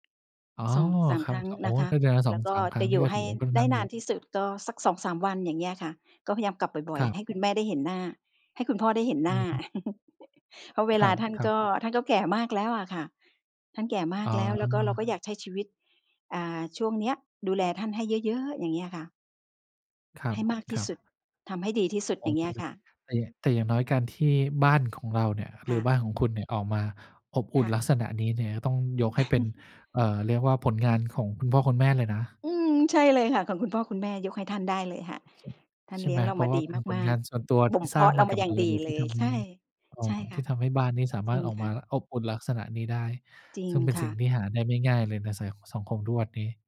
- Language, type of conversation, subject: Thai, podcast, ความหมายของคำว่า บ้าน สำหรับคุณคืออะไร?
- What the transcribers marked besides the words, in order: chuckle; unintelligible speech; chuckle